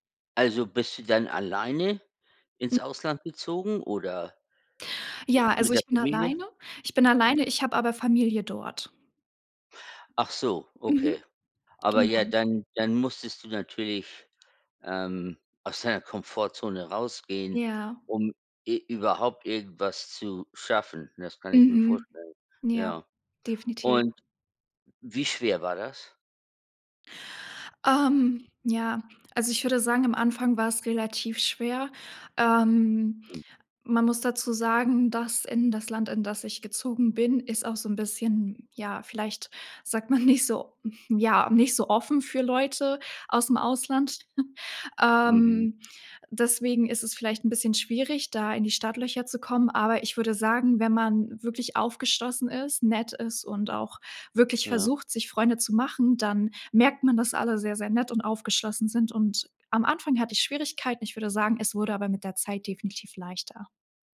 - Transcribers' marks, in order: other background noise; other noise; laughing while speaking: "nicht"; chuckle
- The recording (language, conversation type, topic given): German, podcast, Was hilft dir, aus der Komfortzone rauszugehen?